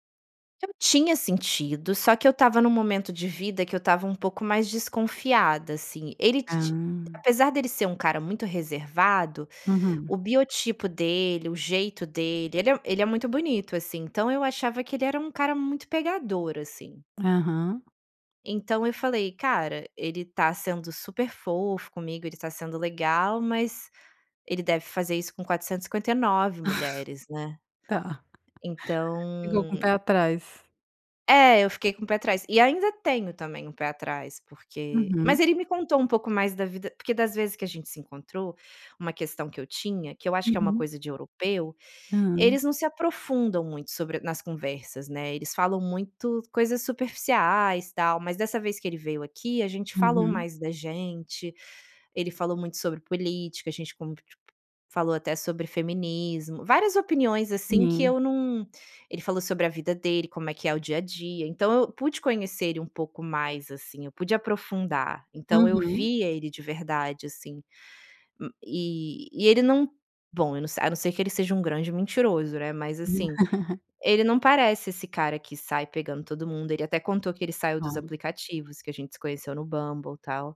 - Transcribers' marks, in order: laugh; tapping; laugh
- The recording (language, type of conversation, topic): Portuguese, podcast, Como você retoma o contato com alguém depois de um encontro rápido?